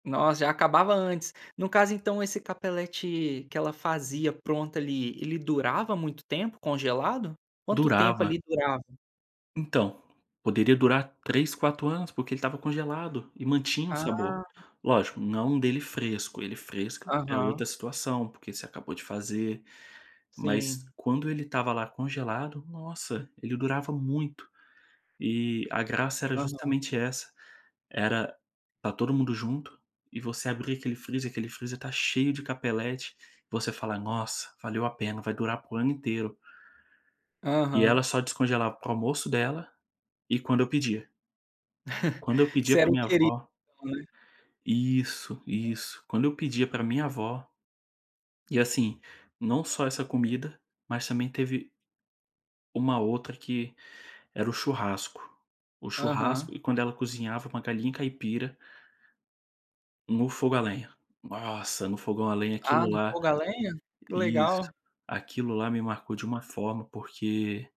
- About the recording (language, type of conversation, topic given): Portuguese, podcast, Você tem alguma lembrança de comida da sua infância?
- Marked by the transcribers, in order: chuckle